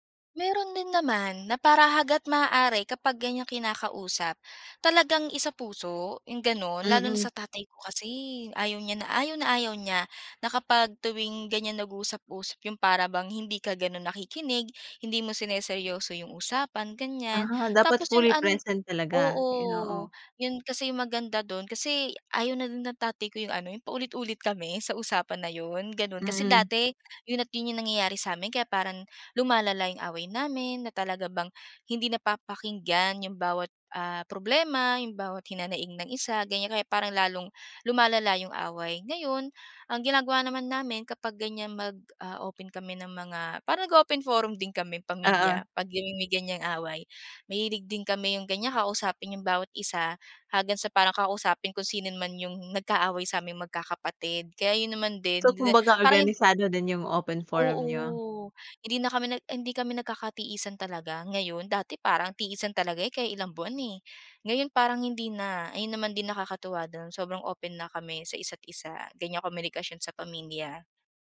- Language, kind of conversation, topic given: Filipino, podcast, Paano mo pinananatili ang maayos na komunikasyon sa pamilya?
- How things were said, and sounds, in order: "hanggat" said as "hagat"; in English: "fully present"; tapping; "hanggang" said as "haggan"; in English: "open forum"